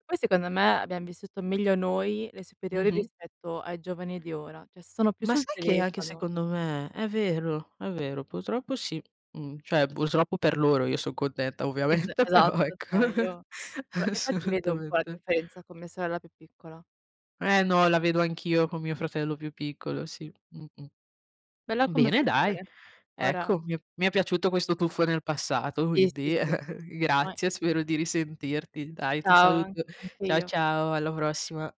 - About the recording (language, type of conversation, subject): Italian, unstructured, Qual è stato il tuo ricordo più bello a scuola?
- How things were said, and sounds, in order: "cioè" said as "ceh"; "cioè" said as "ceh"; "cioè" said as "ceh"; laughing while speaking: "ovviamente, però ecco. Assolutamente"; chuckle; chuckle